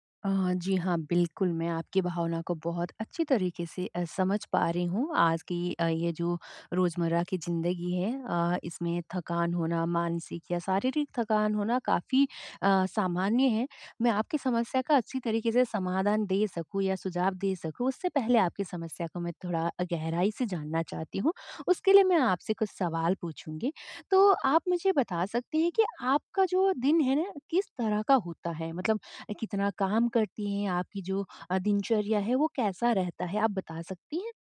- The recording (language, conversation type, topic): Hindi, advice, आराम और मानसिक ताज़गी
- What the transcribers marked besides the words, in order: none